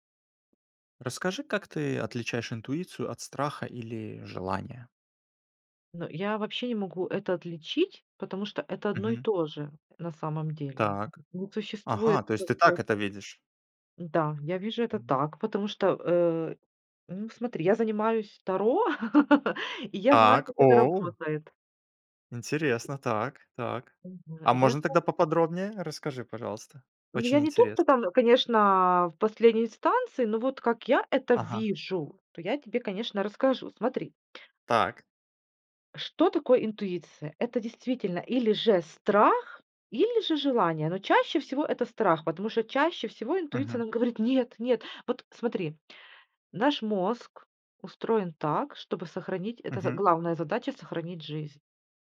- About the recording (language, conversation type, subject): Russian, podcast, Как отличить интуицию от страха или желания?
- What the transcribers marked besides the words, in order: tapping; laugh